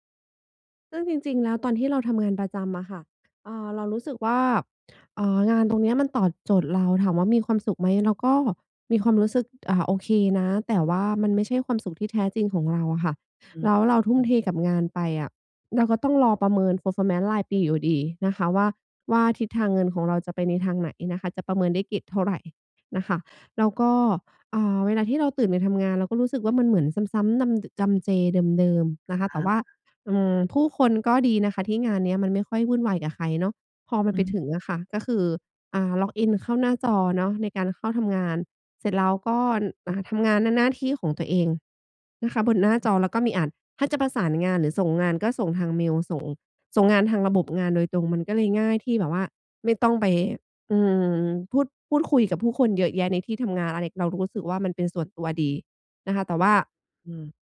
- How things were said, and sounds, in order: other background noise
- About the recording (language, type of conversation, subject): Thai, advice, ควรเลือกงานที่มั่นคงหรือเลือกทางที่ทำให้มีความสุข และควรทบทวนการตัดสินใจไหม?